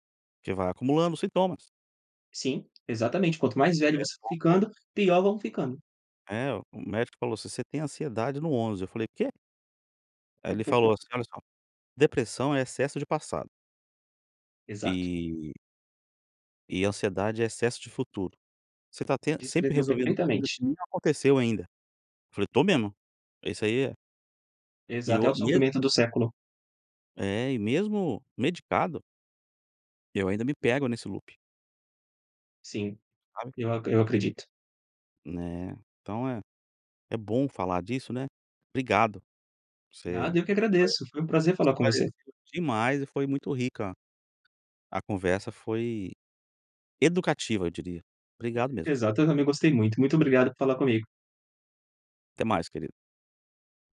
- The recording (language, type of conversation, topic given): Portuguese, podcast, Você pode contar sobre uma vez em que deu a volta por cima?
- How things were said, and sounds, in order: chuckle; in English: "loop"